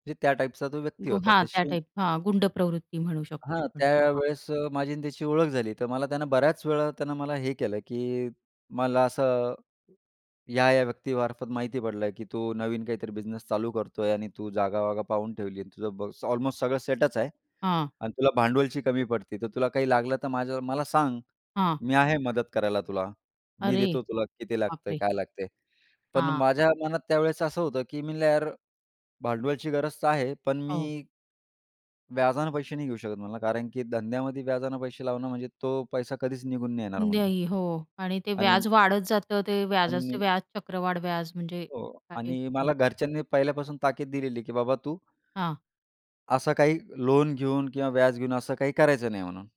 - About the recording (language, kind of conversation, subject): Marathi, podcast, असं कोणतं मोठं अपयश तुमच्या आयुष्यात आलं आणि त्यानंतर तुम्हाला कोणते बदल करावे लागले?
- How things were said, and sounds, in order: other background noise; other noise